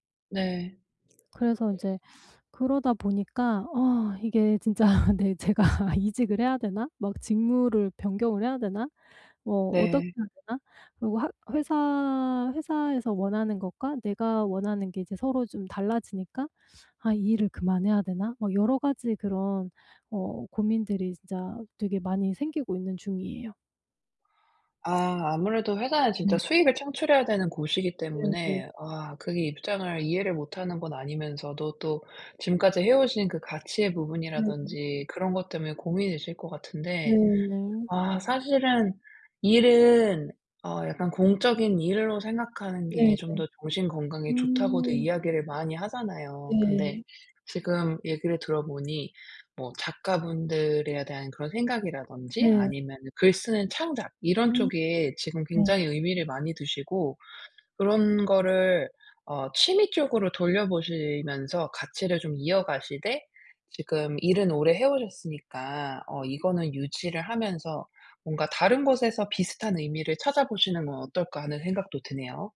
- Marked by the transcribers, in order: other background noise; laughing while speaking: "진짜 '내 제가"
- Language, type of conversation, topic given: Korean, advice, 내 직업이 내 개인적 가치와 정말 잘 맞는지 어떻게 알 수 있을까요?